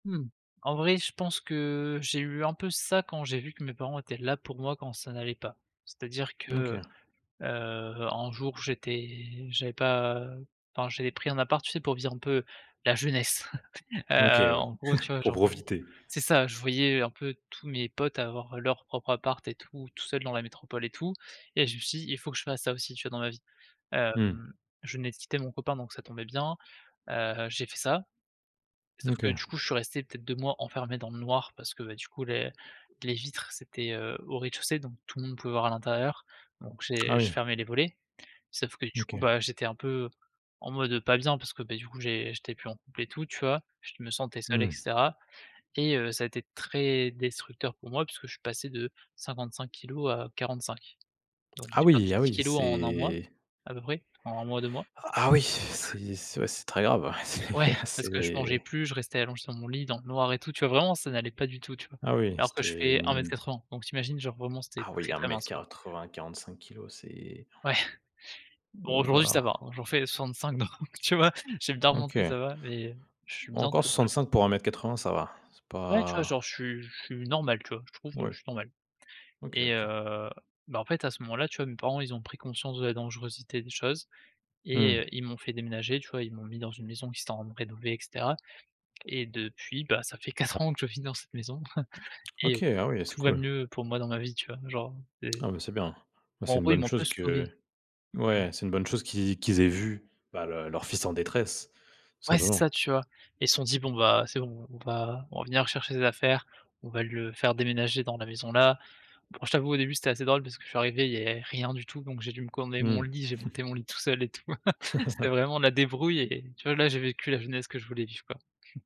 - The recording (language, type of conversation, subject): French, podcast, Quels gestes simples renforcent la confiance au quotidien ?
- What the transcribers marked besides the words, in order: stressed: "jeunesse"; chuckle; chuckle; tapping; other background noise; laughing while speaking: "ouais, c'est"; chuckle; gasp; laughing while speaking: "donc tu vois"; unintelligible speech; chuckle; chuckle; chuckle